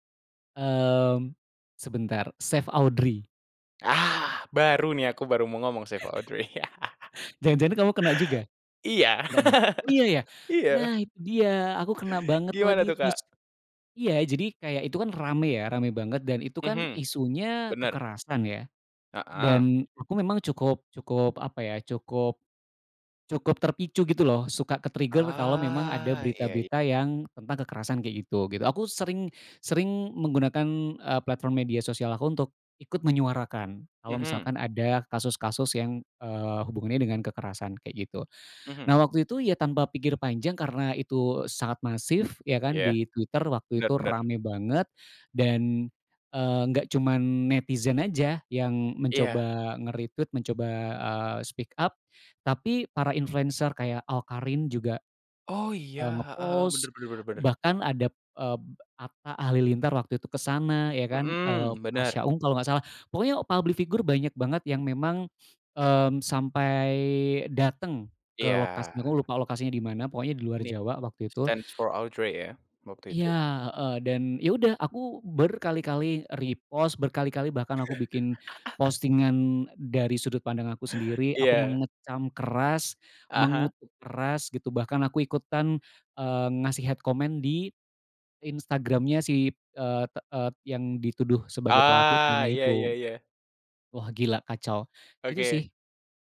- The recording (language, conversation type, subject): Indonesian, podcast, Pernahkah kamu tertipu hoaks, dan bagaimana reaksimu saat menyadarinya?
- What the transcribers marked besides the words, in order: chuckle; chuckle; laugh; tapping; in English: "ke-trigger"; in English: "nge-retweet"; in English: "speak up"; in English: "public figure"; put-on voice: "Stands for Audrey"; other background noise; in English: "repost"; laugh; in English: "hate comment"; in English: "bully-nya"